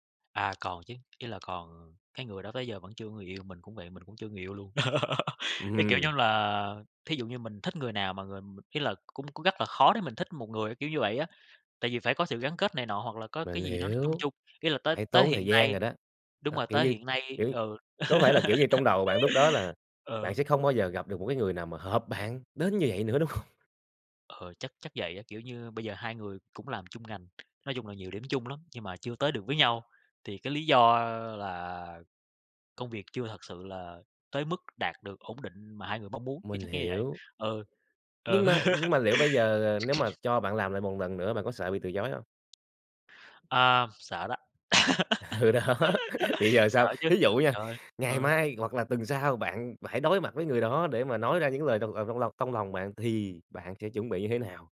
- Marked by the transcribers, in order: tapping; laugh; laugh; laughing while speaking: "hông?"; other background noise; laugh; sneeze; laugh; laughing while speaking: "Ừ, đó"; laugh
- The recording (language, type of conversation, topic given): Vietnamese, podcast, Bạn vượt qua nỗi sợ bị từ chối như thế nào?